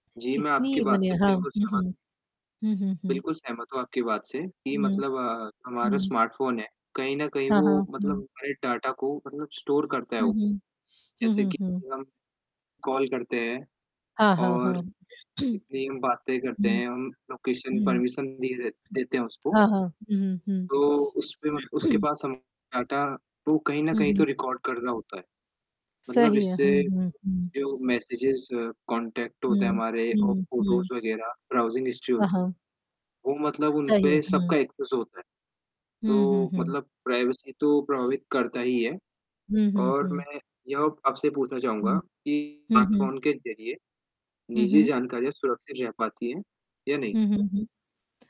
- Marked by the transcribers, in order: static; distorted speech; in English: "डाटा"; in English: "स्टोर"; throat clearing; in English: "लोकेशन परमिशन"; other background noise; throat clearing; in English: "डाटा"; in English: "रिकॉर्ड"; in English: "मैसेजेस, कॉन्टैक्ट"; in English: "फ़ोटोज़"; in English: "ब्राउज़िंग हिस्ट्री"; tapping; in English: "एक्सेस"; in English: "प्राइवेसी"
- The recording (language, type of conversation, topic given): Hindi, unstructured, आपका स्मार्टफोन आपकी गोपनीयता को कैसे प्रभावित करता है?
- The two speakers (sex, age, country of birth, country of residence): female, 40-44, India, United States; male, 18-19, India, India